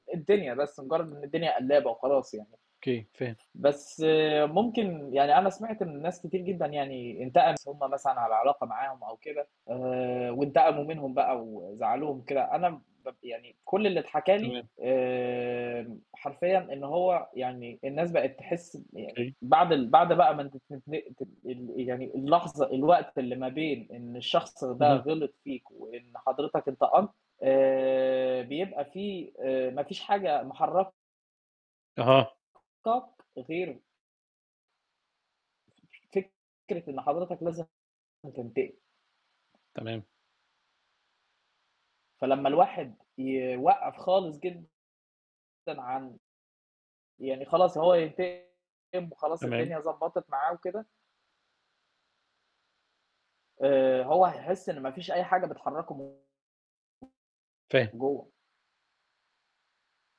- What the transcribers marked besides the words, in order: mechanical hum; unintelligible speech; distorted speech; tapping; other background noise
- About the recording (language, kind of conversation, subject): Arabic, unstructured, إيه رأيك في فكرة الانتقام لما تحس إنك اتظلمت؟